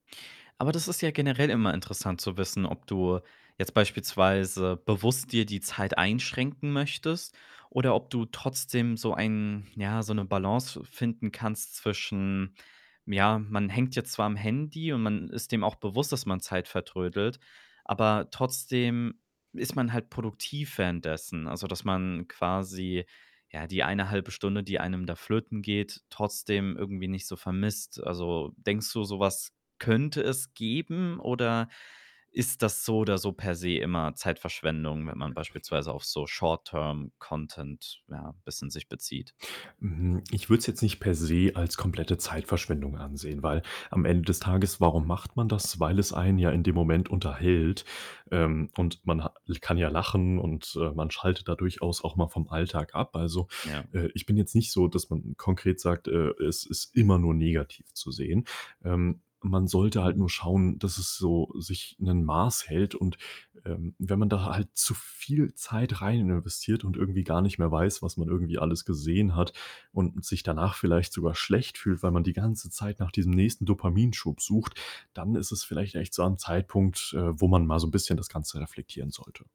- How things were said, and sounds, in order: stressed: "könnte"; in English: "Short-term-content"; other background noise
- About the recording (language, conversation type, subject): German, podcast, Was machst du gegen ständige Ablenkung durch dein Handy?